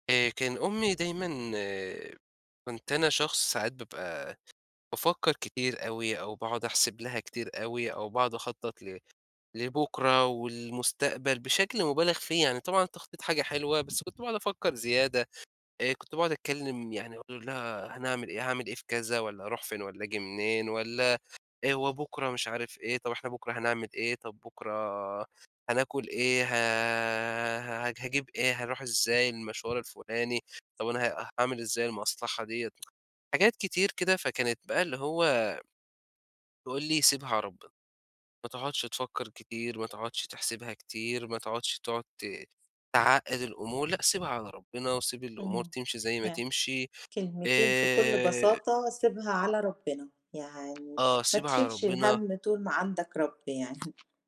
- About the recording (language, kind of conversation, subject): Arabic, podcast, إيه نصيحة من أبوك أو أمك لسه فاكرها وبتطبّقها لحد دلوقتي؟
- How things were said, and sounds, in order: tsk; tapping